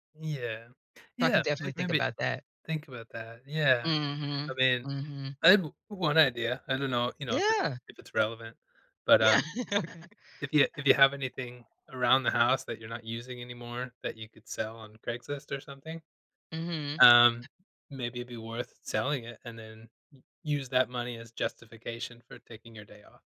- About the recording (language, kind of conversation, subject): English, advice, How can I fit self-care into my schedule?
- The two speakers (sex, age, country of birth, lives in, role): female, 45-49, United States, United States, user; male, 35-39, United States, United States, advisor
- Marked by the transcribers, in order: tapping; laugh; other background noise